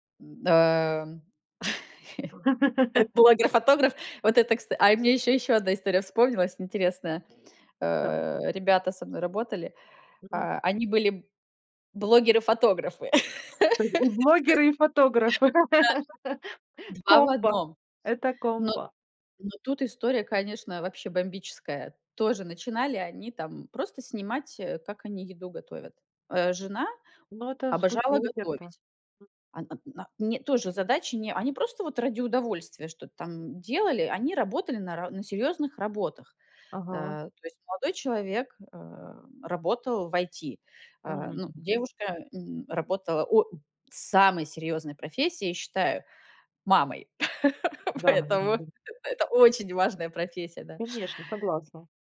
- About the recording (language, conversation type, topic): Russian, podcast, Какие хобби можно начать без больших вложений?
- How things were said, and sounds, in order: chuckle; laugh; tapping; laugh; unintelligible speech; other background noise; laugh; laughing while speaking: "Комбо"; laugh; laughing while speaking: "поэтому это"